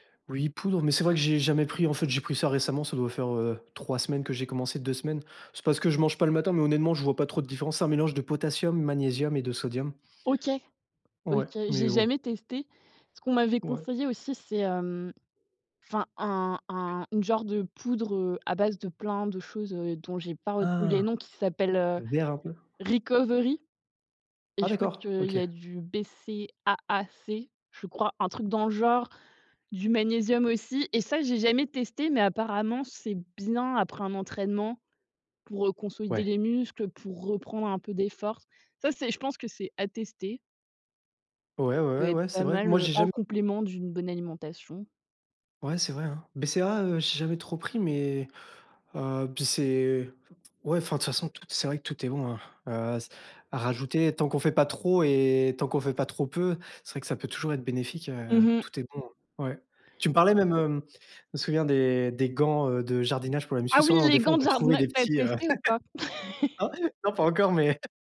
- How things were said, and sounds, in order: in English: "Recovery"; tapping; laugh; chuckle
- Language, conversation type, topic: French, podcast, Quelles recettes rapides et saines aimes-tu préparer ?